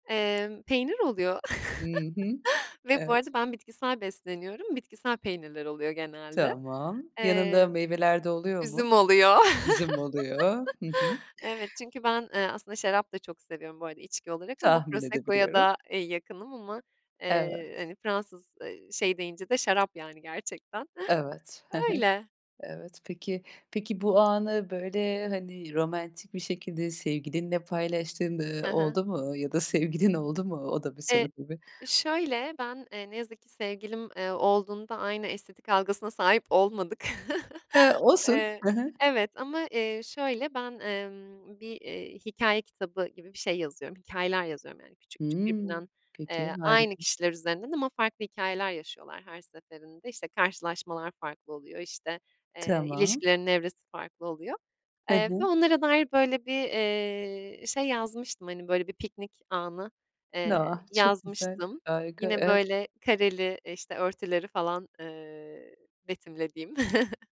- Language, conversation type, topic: Turkish, podcast, Doğada vakit geçirmenin sana faydası ne oluyor?
- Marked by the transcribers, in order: tapping; chuckle; laughing while speaking: "oluyor"; chuckle; laughing while speaking: "ya da sevgilin oldu mu"; chuckle; chuckle